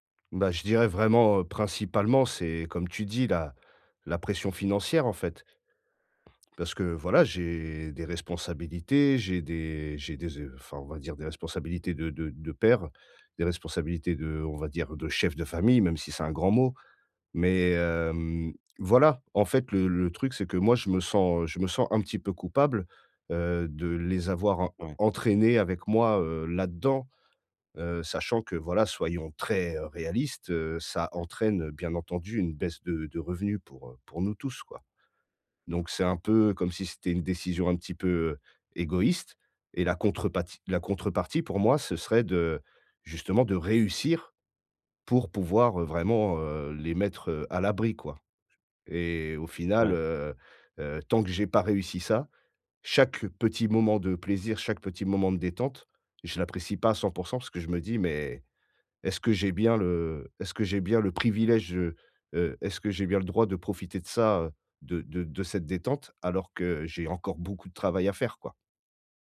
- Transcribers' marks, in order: stressed: "beaucoup"
- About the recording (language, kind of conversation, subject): French, advice, Pourquoi est-ce que je n’arrive pas à me détendre chez moi, même avec un film ou de la musique ?